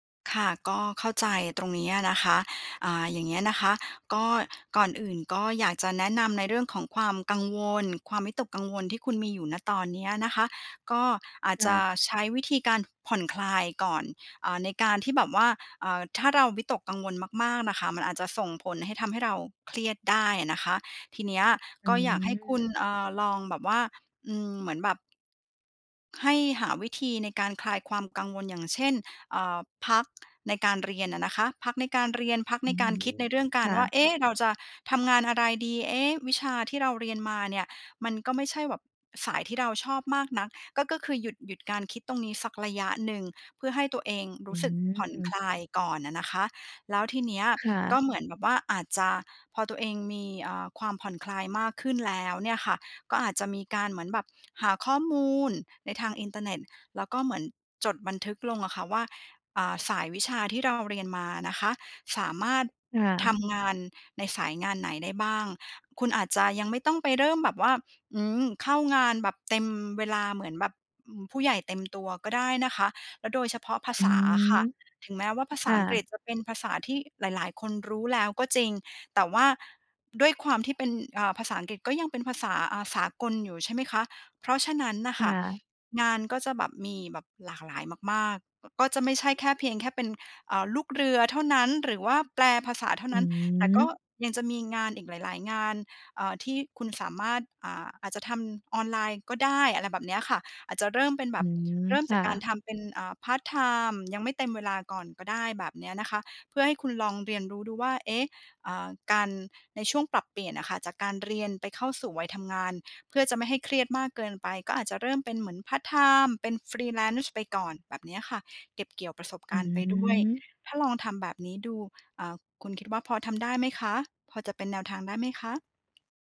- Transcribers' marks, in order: drawn out: "อืม"; other background noise; drawn out: "อืม"; in English: "Freelance"; tapping
- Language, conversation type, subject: Thai, advice, คุณรู้สึกอย่างไรเมื่อเครียดมากก่อนที่จะต้องเผชิญการเปลี่ยนแปลงครั้งใหญ่ในชีวิต?